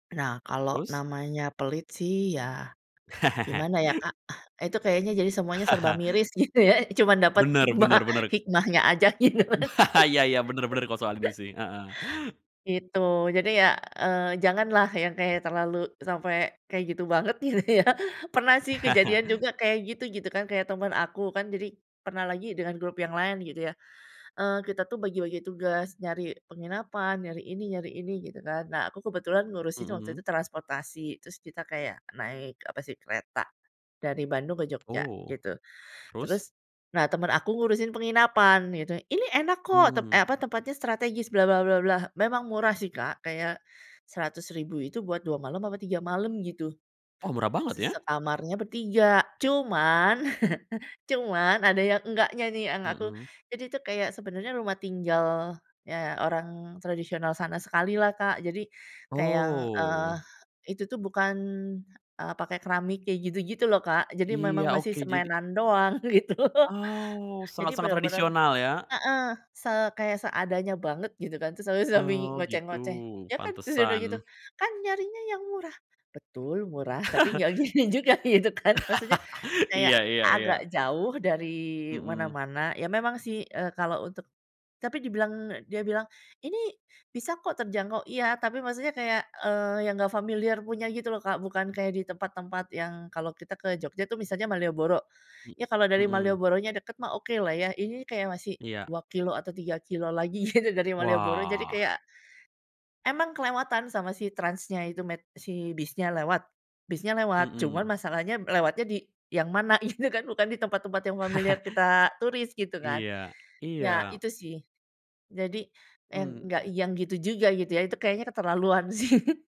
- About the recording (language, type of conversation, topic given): Indonesian, podcast, Bagaimana caramu berhemat tanpa kehilangan pengalaman seru?
- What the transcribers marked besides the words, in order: chuckle; chuckle; laughing while speaking: "gitu ya"; laughing while speaking: "hikmah"; laugh; laughing while speaking: "gitu"; chuckle; laughing while speaking: "gitu ya"; chuckle; tapping; chuckle; laughing while speaking: "gitu"; unintelligible speech; laughing while speaking: "gini juga gitu kan"; chuckle; laugh; laughing while speaking: "gitu"; laughing while speaking: "gitu kan"; chuckle; chuckle